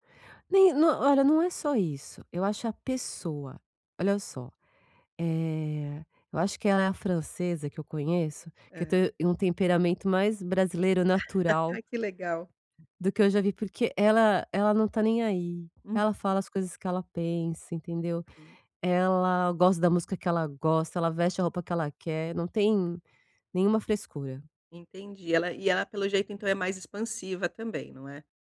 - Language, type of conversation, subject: Portuguese, advice, Como conciliar planos festivos quando há expectativas diferentes?
- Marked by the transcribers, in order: laugh; other background noise; tapping